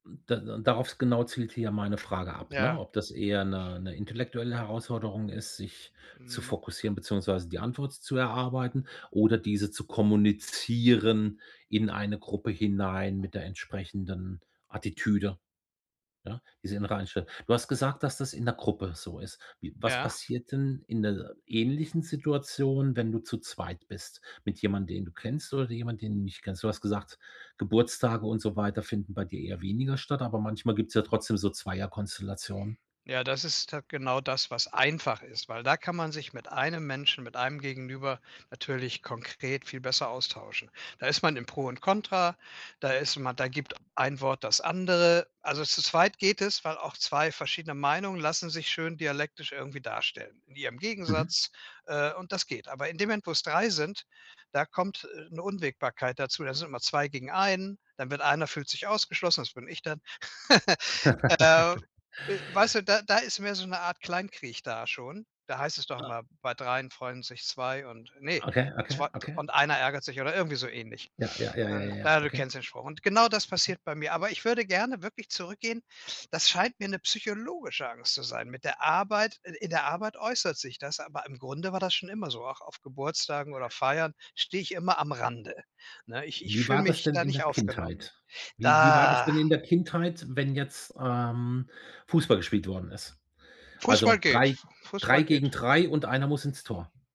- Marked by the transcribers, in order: chuckle
- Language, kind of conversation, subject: German, advice, Wie kann ich meine Angst vor Gruppenevents und Feiern überwinden und daran teilnehmen?